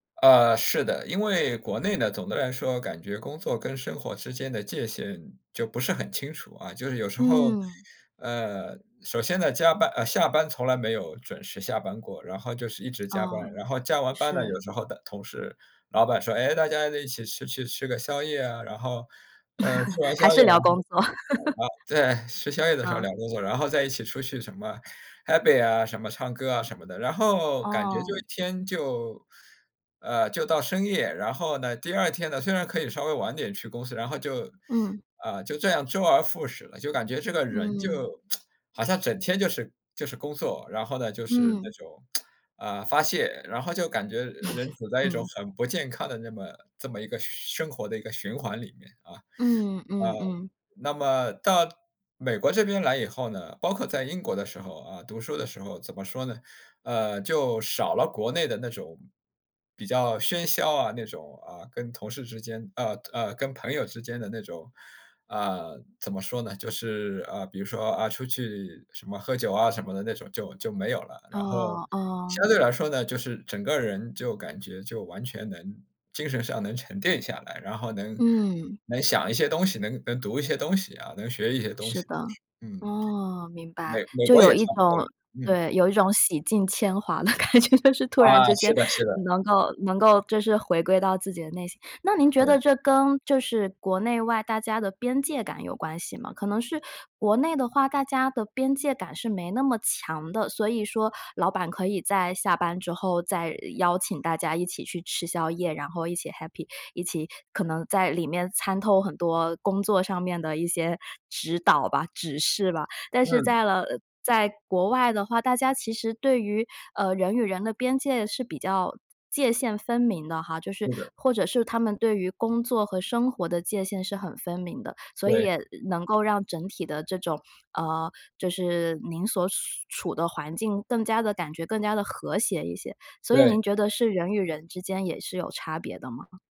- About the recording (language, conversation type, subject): Chinese, podcast, 你能跟我们说说如何重新定义成功吗？
- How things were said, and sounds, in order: laugh; other background noise; tsk; tsk; laugh; laughing while speaking: "铅华的感觉"